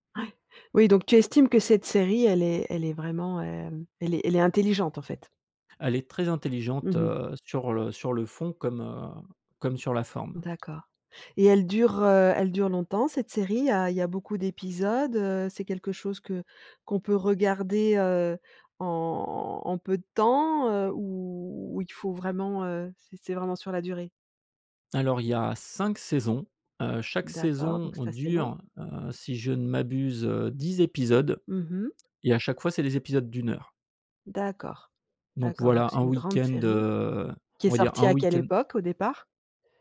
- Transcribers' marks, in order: tapping
- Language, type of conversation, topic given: French, podcast, Quelle série recommanderais-tu à tout le monde en ce moment ?